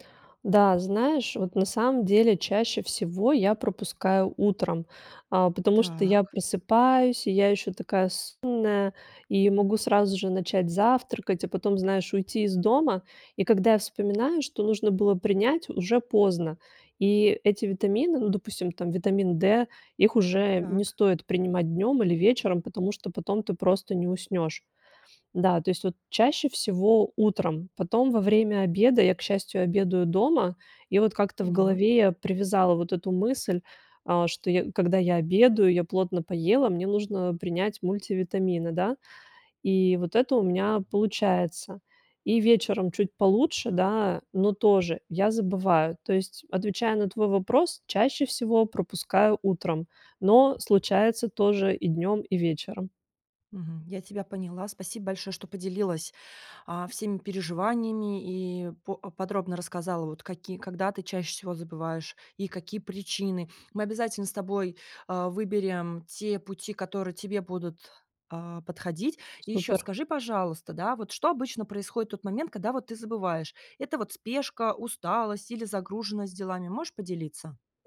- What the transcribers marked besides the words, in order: drawn out: "Так"
- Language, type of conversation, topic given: Russian, advice, Как справиться с забывчивостью и нерегулярным приёмом лекарств или витаминов?